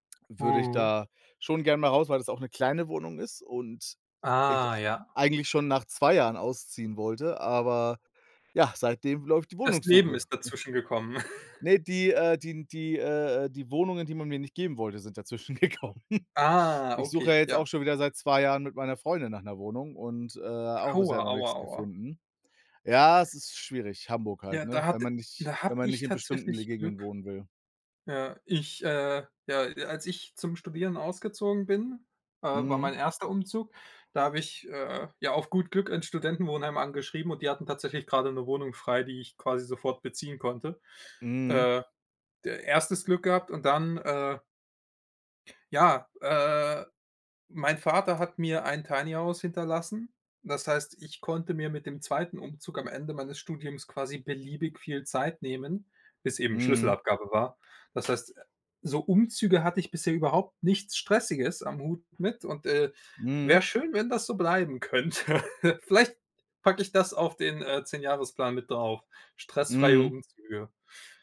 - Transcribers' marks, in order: drawn out: "Ah"; chuckle; laughing while speaking: "dazwischen gekommen"; chuckle; drawn out: "Ah"; other background noise; laughing while speaking: "könnte"; chuckle
- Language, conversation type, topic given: German, unstructured, Was möchtest du in zehn Jahren erreicht haben?